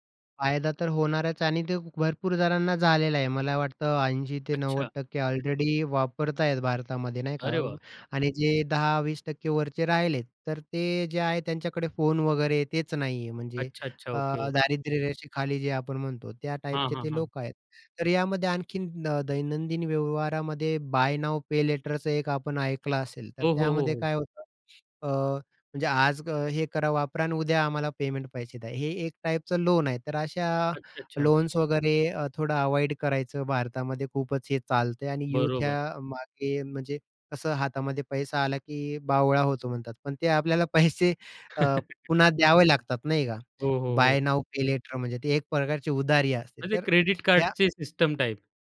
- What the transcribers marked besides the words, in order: sniff; in English: "युथ"; chuckle; laughing while speaking: "पैसे"; chuckle; tapping; other background noise; in English: "सिस्टम टाइप?"
- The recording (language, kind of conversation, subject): Marathi, podcast, डिजिटल चलन आणि व्यवहारांनी रोजची खरेदी कशी बदलेल?